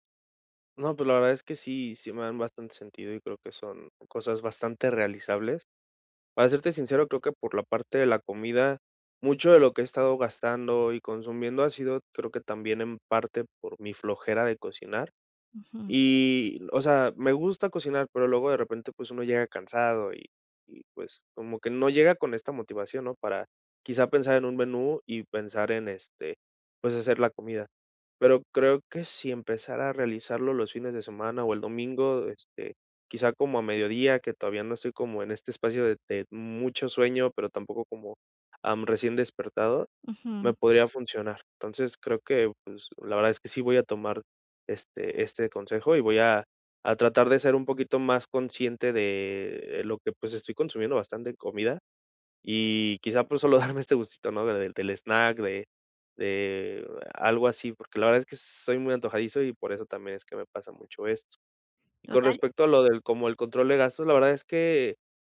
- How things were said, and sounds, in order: laughing while speaking: "darme"
- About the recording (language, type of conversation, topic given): Spanish, advice, ¿Por qué no logro ahorrar nada aunque reduzco gastos?